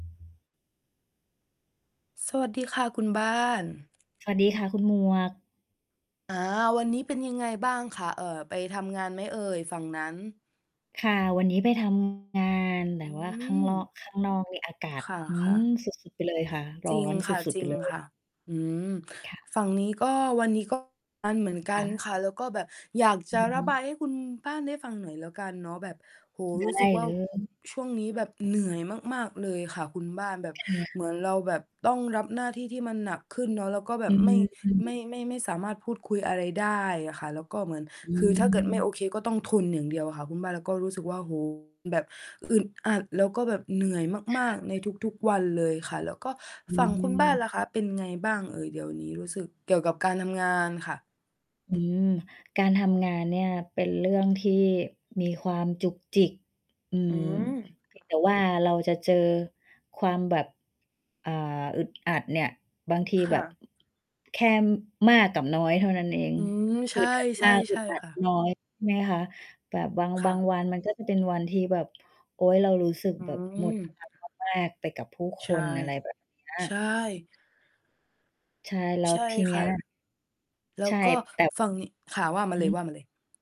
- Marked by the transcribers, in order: mechanical hum; distorted speech; tapping; other background noise
- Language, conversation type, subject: Thai, unstructured, อะไรทำให้คุณยังยิ้มได้แม้ในวันที่รู้สึกแย่?